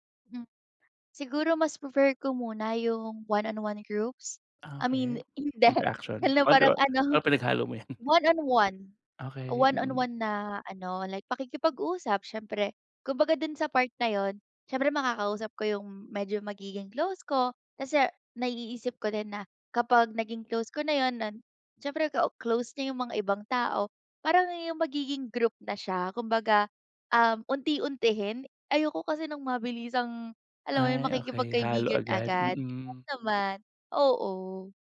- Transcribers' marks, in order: in English: "one on one groups"; laugh; unintelligible speech; in English: "One on one, one on one"
- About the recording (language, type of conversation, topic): Filipino, advice, Paano ako makikisalamuha at makakabuo ng mga bagong kaibigan sa bago kong komunidad?